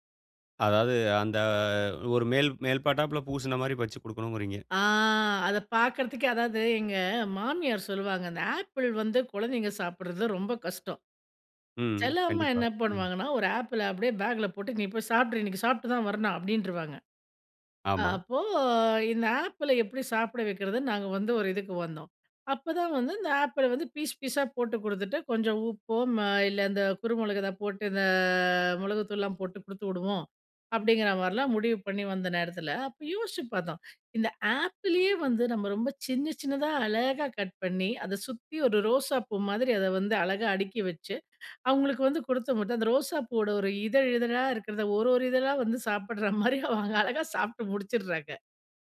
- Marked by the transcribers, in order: drawn out: "அந்த"; drawn out: "ஆ!"; drawn out: "அப்போ"; drawn out: "இந்த"; laughing while speaking: "இதழா வந்து சாப்பிடுற மாதிரி அவங்க அழகா சாப்பிட்டு முடிச்சுடுறாங்க"
- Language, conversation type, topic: Tamil, podcast, குழந்தைகளுக்கு உணர்ச்சிகளைப் பற்றி எப்படி விளக்குவீர்கள்?